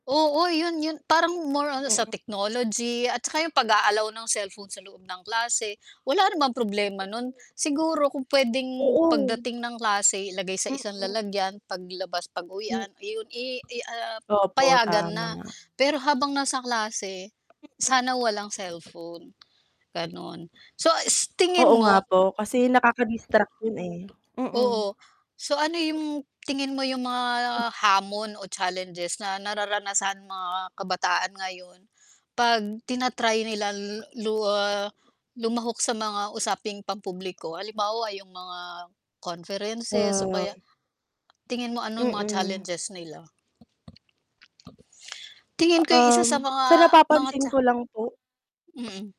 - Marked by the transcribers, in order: distorted speech; static; other background noise
- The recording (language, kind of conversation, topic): Filipino, unstructured, Paano mo tinitingnan ang papel ng mga kabataan sa mga kasalukuyang isyu?